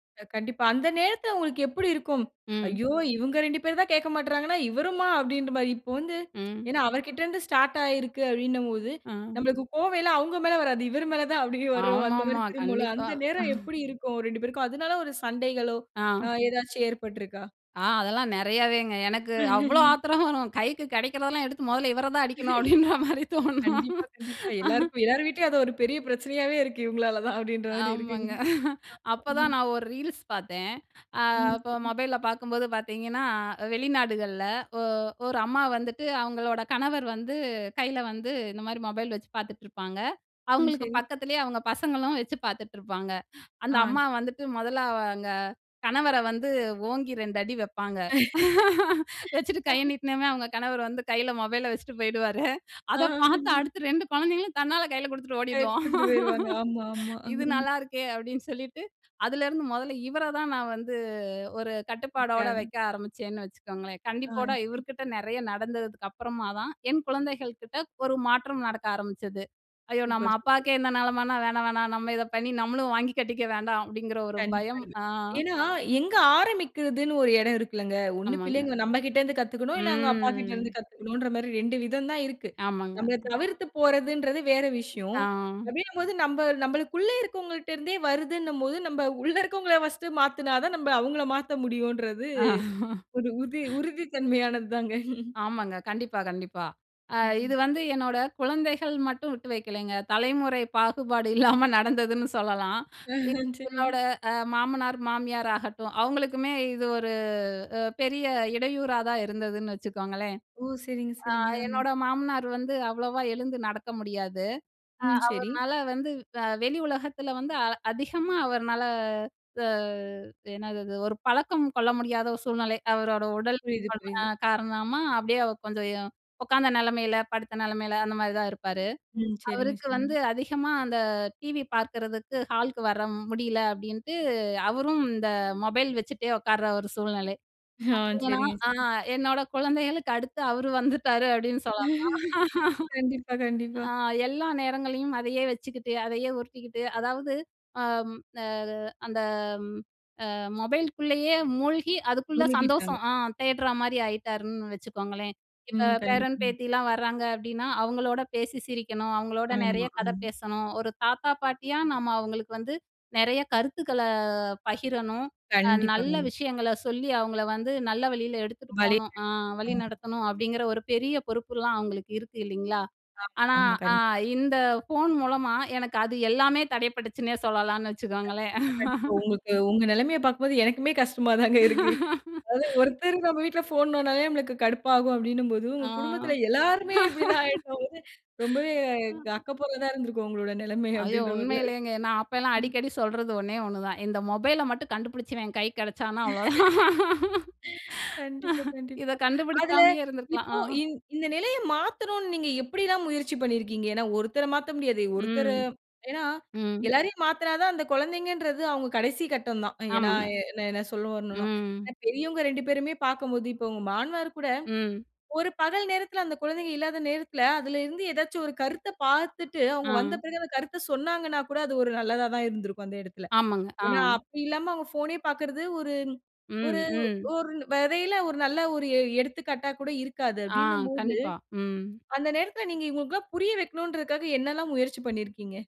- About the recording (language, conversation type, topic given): Tamil, podcast, உங்கள் கைப்பேசி குடும்ப உறவுகளை எப்படி பாதிக்கிறது?
- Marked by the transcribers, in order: in English: "ஸ்டார்ட்"; "கோவமெல்லாம்" said as "கோவையெல்லாம்"; chuckle; chuckle; laughing while speaking: "ஆத்திரம் வரும்"; laugh; laughing while speaking: "அப்பிடின்ற மாரி தோணும்"; laugh; chuckle; other noise; laugh; laughing while speaking: "அதை பாத்து அடுத்து ரெண்டு குழந்தைங்களும் தன்னால கைல குடுத்துட்டு ஓடிடுவோம்"; laugh; chuckle; unintelligible speech; drawn out: "ம்"; laughing while speaking: "உள்ள இருக்கவங்கள"; laugh; chuckle; laughing while speaking: "இல்லாம நடந்ததுன்னு சொல்லலாம்"; laughing while speaking: "அ, ஆ. சரி"; laughing while speaking: "வந்துட்டாரு அப்படின்னு சொல்லலாம்"; laugh; other background noise; laugh; laughing while speaking: "கஷ்டமா தாங்க இருக்கு"; laugh; laugh; laughing while speaking: "அப்பிடின்றமாரி தான், ம்"; laugh; laughing while speaking: "அவ்ளோதான்!"; laugh